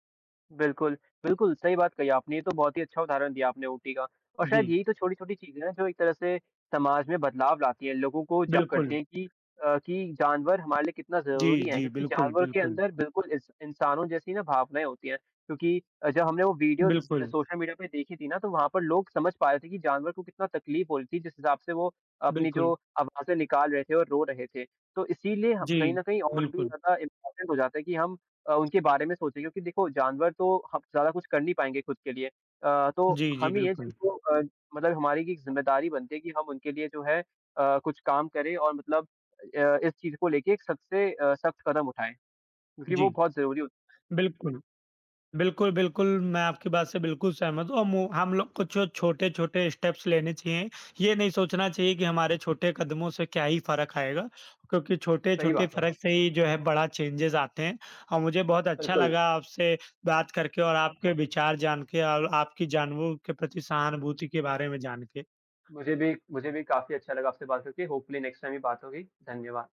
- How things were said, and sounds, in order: in English: "इम्पोर्टेंट"; tapping; other noise; in English: "स्टेप्स"; in English: "चेंजेज़"; in English: "होपफुली नेक्स्ट टाइम"
- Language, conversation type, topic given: Hindi, unstructured, कई जगहों पर जानवरों का आवास खत्म हो रहा है, इस बारे में आपकी क्या राय है?